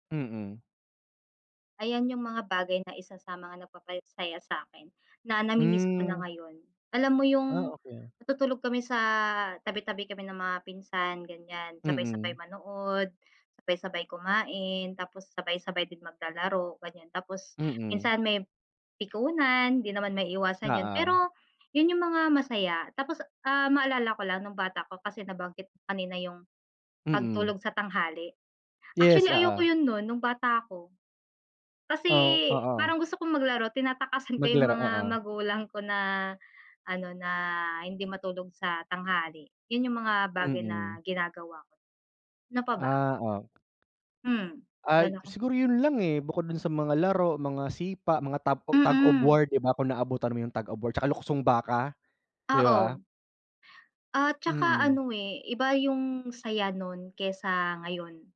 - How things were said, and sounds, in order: other background noise
- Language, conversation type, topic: Filipino, unstructured, Ano ang pinakamasayang karanasan mo noong kabataan mo?